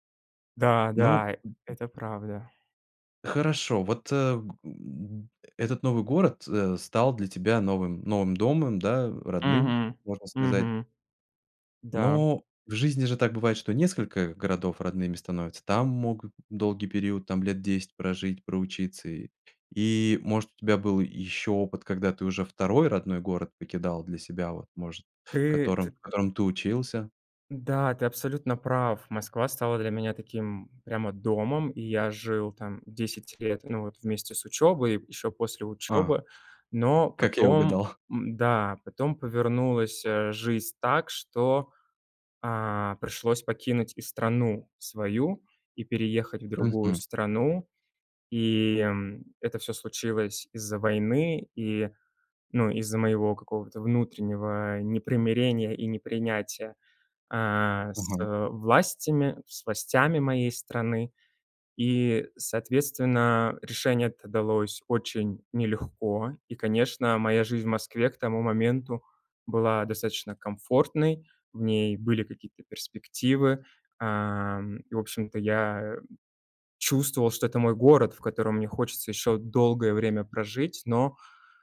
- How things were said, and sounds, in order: other background noise
- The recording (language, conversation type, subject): Russian, podcast, Как вы приняли решение уехать из родного города?